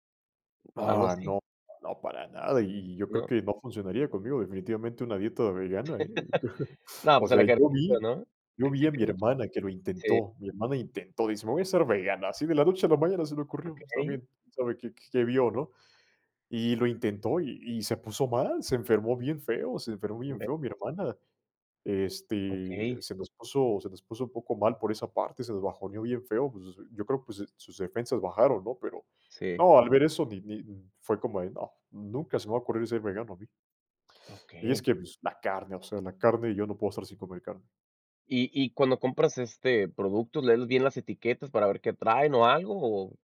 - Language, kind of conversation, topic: Spanish, podcast, ¿Cómo manejas las alergias o dietas especiales en una reunión?
- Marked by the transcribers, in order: other background noise; laugh; unintelligible speech